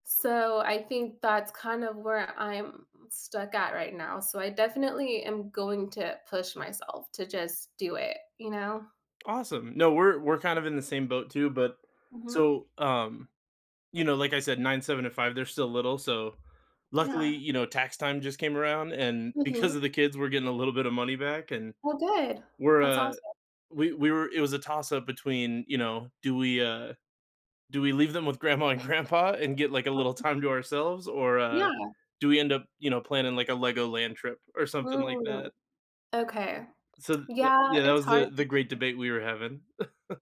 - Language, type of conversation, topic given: English, unstructured, What changes do you hope to see in yourself over the next few years?
- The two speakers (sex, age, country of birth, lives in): female, 35-39, United States, United States; male, 35-39, United States, United States
- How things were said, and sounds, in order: other background noise; laughing while speaking: "grandma and grandpa"; chuckle